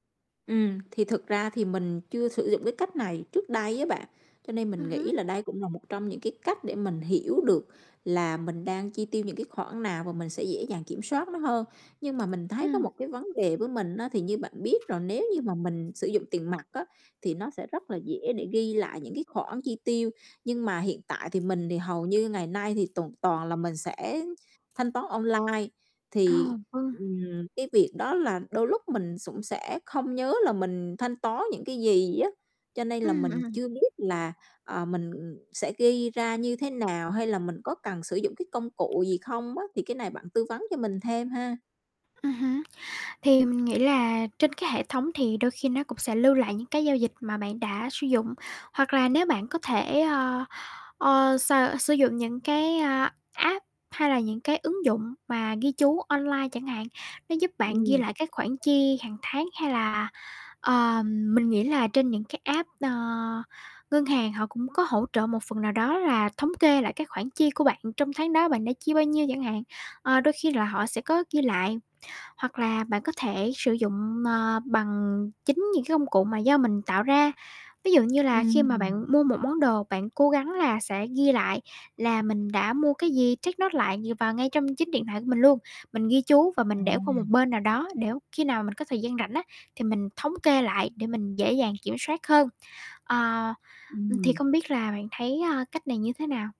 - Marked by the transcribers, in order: tapping; other background noise; in English: "app"; mechanical hum; in English: "app"; in English: "take note"
- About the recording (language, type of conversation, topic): Vietnamese, advice, Lương của tôi vừa tăng, tôi nên bắt đầu tiết kiệm từ đâu?